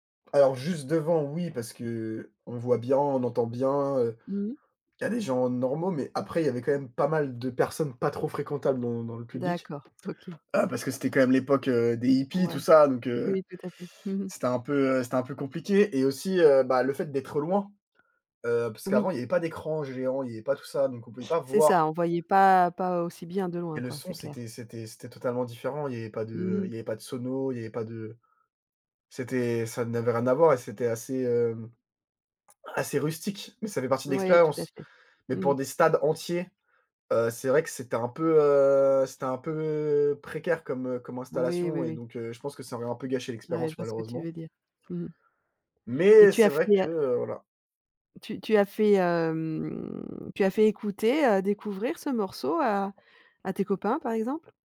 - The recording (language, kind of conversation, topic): French, podcast, Quel morceau te donne à coup sûr la chair de poule ?
- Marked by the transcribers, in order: tapping; stressed: "Mais"